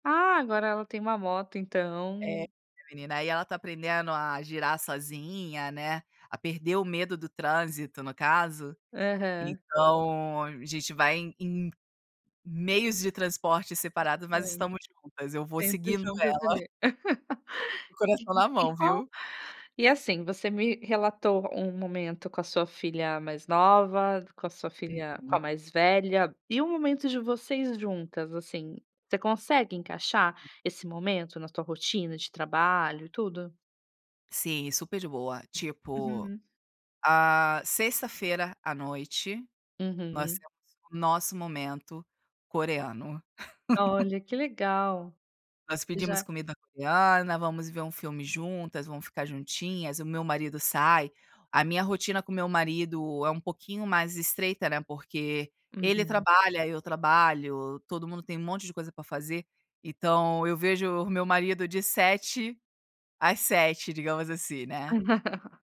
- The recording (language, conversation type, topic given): Portuguese, podcast, Como você equilibra trabalho, lazer e autocuidado?
- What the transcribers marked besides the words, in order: laugh; laugh; laugh